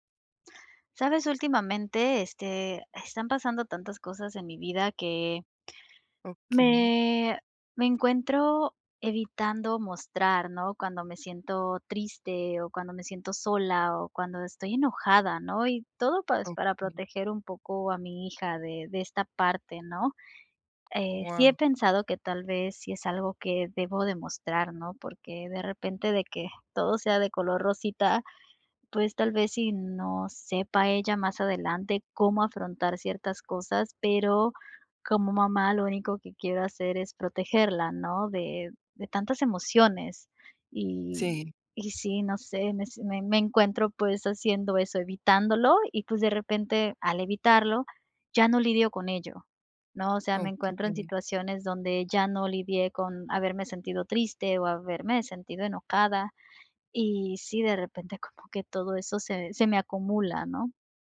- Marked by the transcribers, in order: other background noise
- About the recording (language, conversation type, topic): Spanish, advice, ¿Cómo evitas mostrar tristeza o enojo para proteger a los demás?